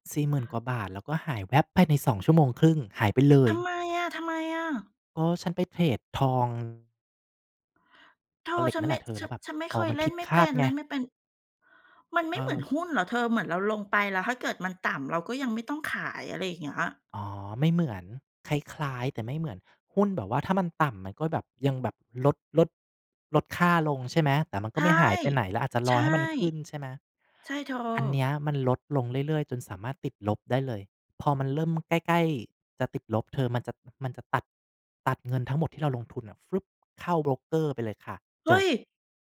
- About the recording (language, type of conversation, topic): Thai, unstructured, เคยมีเหตุการณ์ไหนที่เรื่องเงินทำให้คุณรู้สึกเสียใจไหม?
- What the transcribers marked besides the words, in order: none